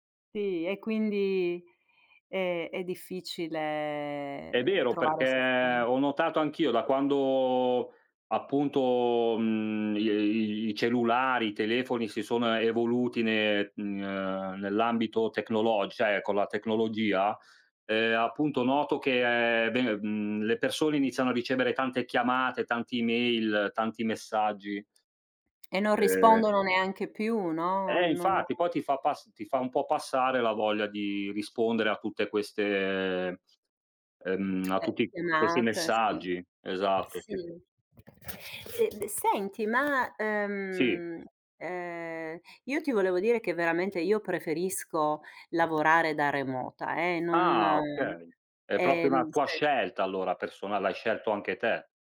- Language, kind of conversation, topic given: Italian, unstructured, Qual è la tua opinione sul lavoro da remoto dopo la pandemia?
- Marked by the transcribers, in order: drawn out: "difficile"; unintelligible speech; drawn out: "quando"; "cioè" said as "ceh"; other background noise; tapping; "proprio" said as "propio"